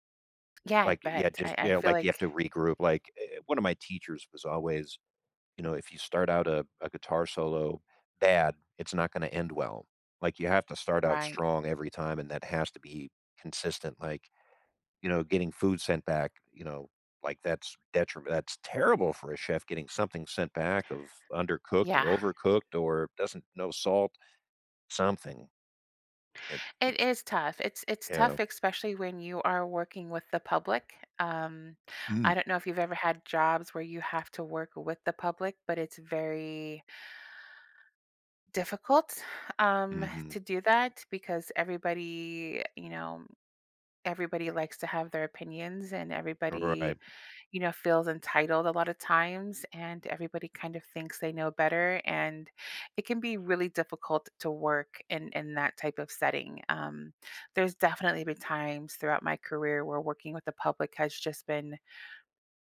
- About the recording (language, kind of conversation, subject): English, unstructured, How can one get creatively unstuck when every idea feels flat?
- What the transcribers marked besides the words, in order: other background noise; stressed: "terrible"; inhale; exhale